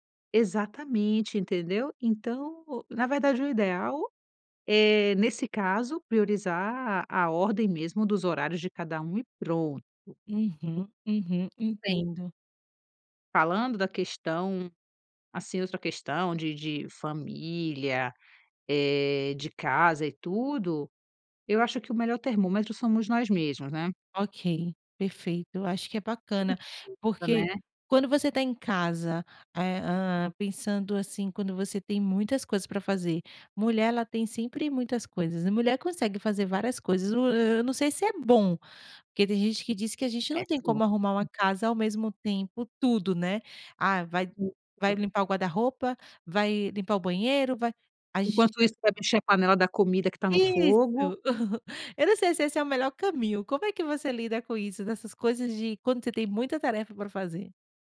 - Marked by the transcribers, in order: unintelligible speech; other noise; chuckle
- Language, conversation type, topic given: Portuguese, podcast, Como você prioriza tarefas quando tudo parece urgente?